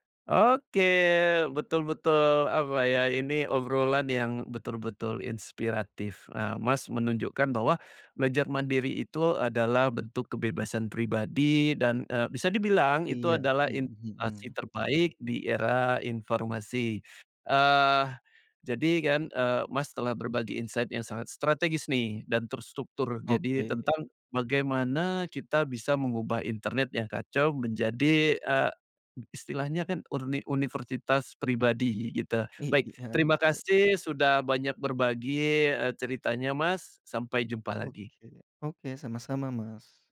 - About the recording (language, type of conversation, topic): Indonesian, podcast, Bagaimana cara kamu belajar hal baru secara mandiri tanpa guru?
- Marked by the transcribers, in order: in English: "insight"